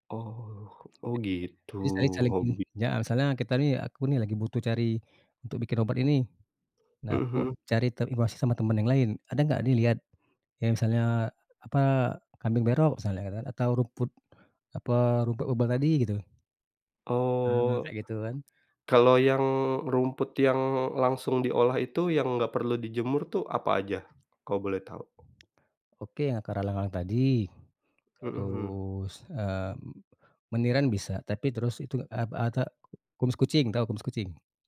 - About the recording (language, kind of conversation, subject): Indonesian, podcast, Apa momen paling berkesan saat kamu menjalani hobi?
- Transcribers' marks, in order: unintelligible speech; other background noise